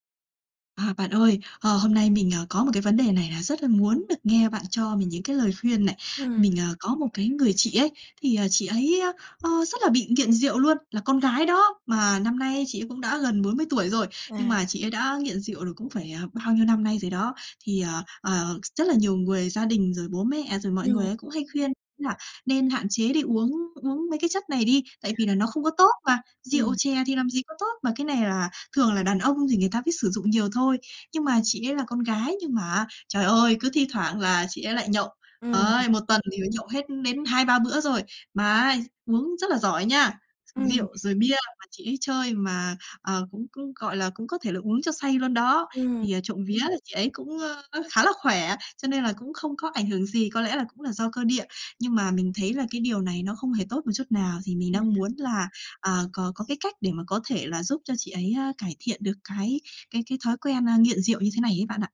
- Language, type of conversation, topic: Vietnamese, advice, Bạn đang cảm thấy căng thẳng như thế nào khi có người thân nghiện rượu hoặc chất kích thích?
- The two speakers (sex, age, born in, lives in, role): female, 25-29, Vietnam, Vietnam, advisor; female, 30-34, Vietnam, Vietnam, user
- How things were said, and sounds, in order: tapping; other background noise